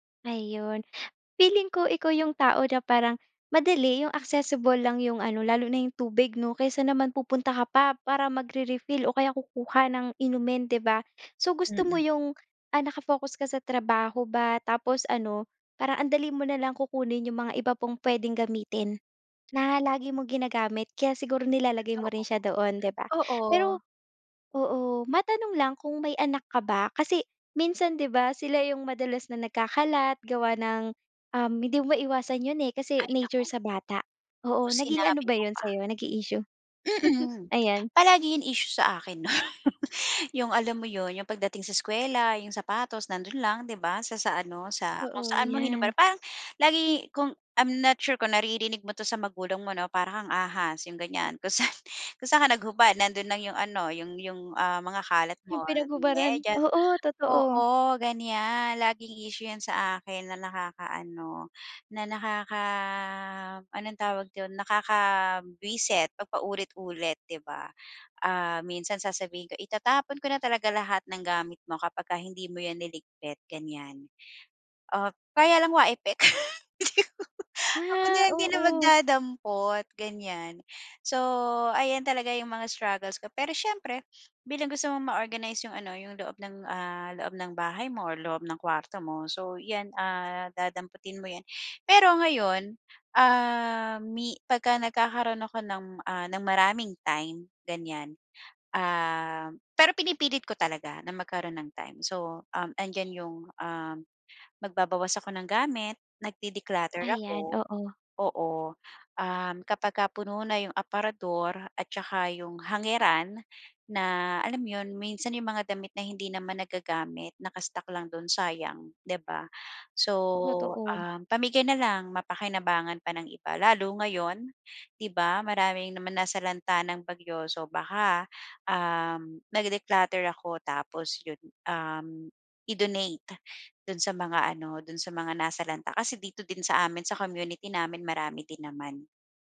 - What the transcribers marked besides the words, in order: gasp; "pang" said as "pong"; other background noise; chuckle; laughing while speaking: "'no"; laughing while speaking: "Kung sa'n"; laugh; laughing while speaking: "Ako na lang din ang magdadampot"; in English: "struggles"; other noise; wind; in English: "nag-de-declutter"; in English: "nag-declutter"
- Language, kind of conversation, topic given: Filipino, podcast, Paano mo inaayos ang maliit na espasyo para mas kumportable?